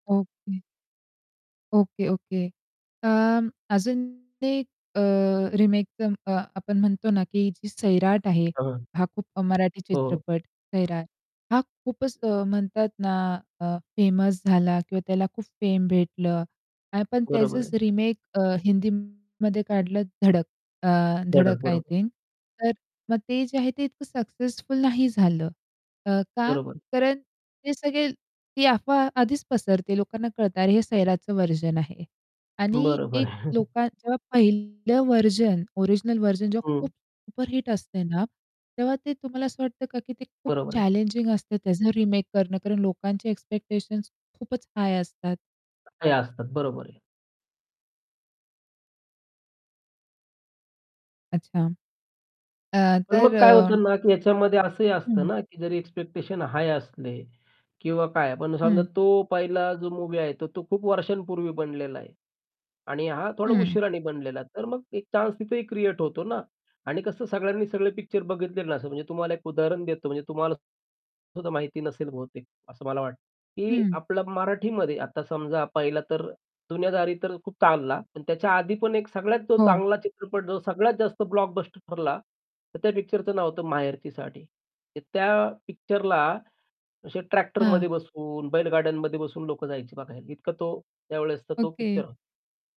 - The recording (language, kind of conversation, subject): Marathi, podcast, रिमेक आणि पुनरारंभाबद्दल तुमचं मत काय आहे?
- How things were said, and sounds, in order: distorted speech; static; other background noise; in English: "फेम"; in English: "व्हर्जन"; in English: "व्हर्जन"; chuckle; unintelligible speech